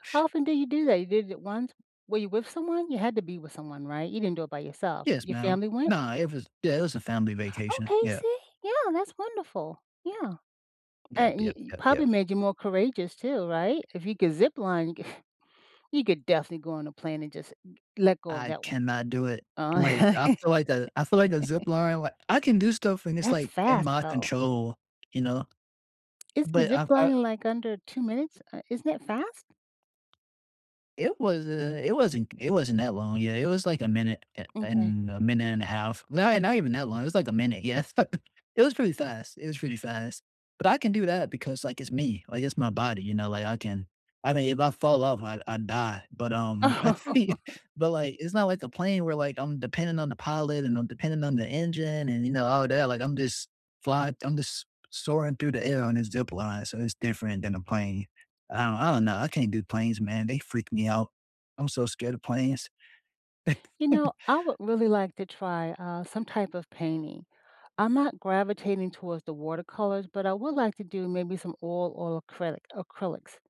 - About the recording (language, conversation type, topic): English, unstructured, What hobby do you think everyone should try at least once?
- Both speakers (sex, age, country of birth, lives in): female, 25-29, United States, United States; male, 25-29, United States, United States
- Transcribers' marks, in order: other background noise; chuckle; chuckle; tapping; laughing while speaking: "yeah"; laugh; chuckle; chuckle